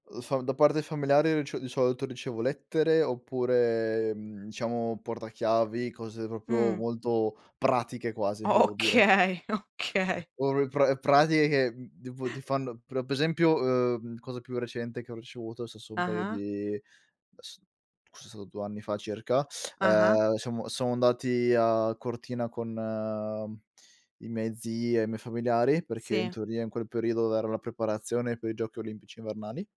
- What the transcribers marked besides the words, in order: "proprio" said as "propio"; laughing while speaking: "O okay"; chuckle
- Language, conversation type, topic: Italian, unstructured, Hai un oggetto che ti ricorda un momento speciale?